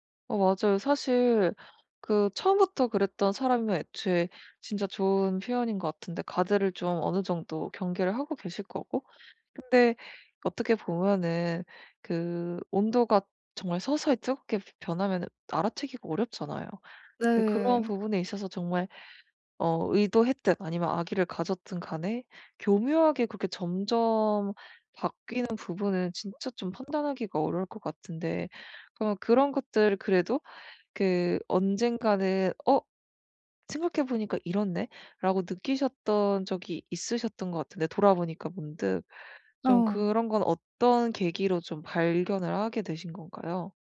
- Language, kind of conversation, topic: Korean, advice, 피드백이 건설적인지 공격적인 비판인지 간단히 어떻게 구분할 수 있을까요?
- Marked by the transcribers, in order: other background noise; tapping